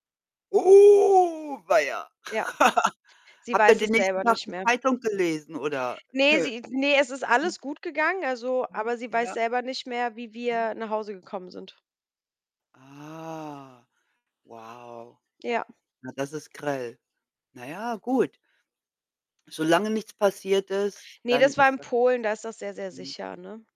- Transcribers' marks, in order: drawn out: "Oh"; laugh; distorted speech; drawn out: "Ah"; other background noise
- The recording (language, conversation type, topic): German, unstructured, Was war das lustigste Erlebnis, das du mit deiner Familie hattest?